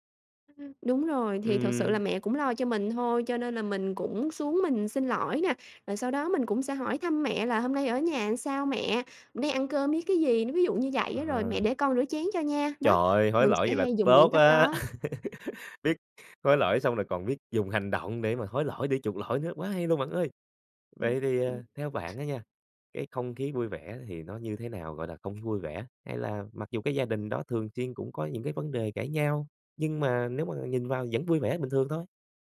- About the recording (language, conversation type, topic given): Vietnamese, podcast, Làm sao để giữ không khí vui vẻ trong gia đình?
- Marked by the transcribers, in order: tapping; other background noise; laugh; other noise